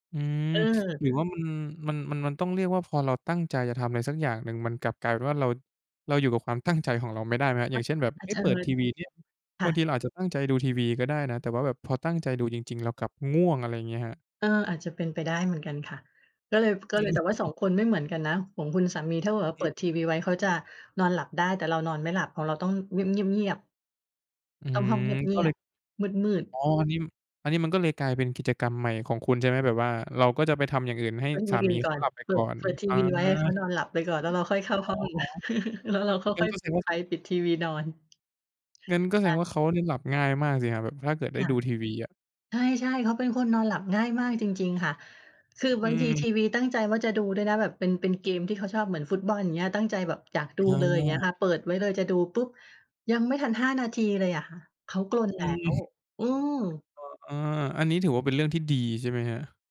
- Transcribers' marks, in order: other background noise; chuckle; tapping
- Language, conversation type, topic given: Thai, podcast, คุณมีพิธีกรรมก่อนนอนอะไรที่ช่วยให้หลับสบายบ้างไหม?